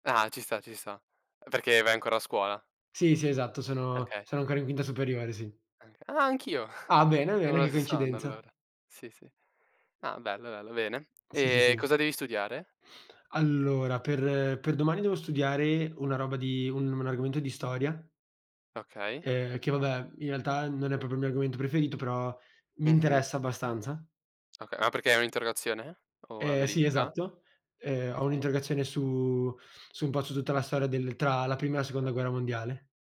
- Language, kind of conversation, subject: Italian, unstructured, Quale materia ti fa sentire più felice?
- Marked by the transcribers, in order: chuckle; "proprio" said as "propio"; tapping; other noise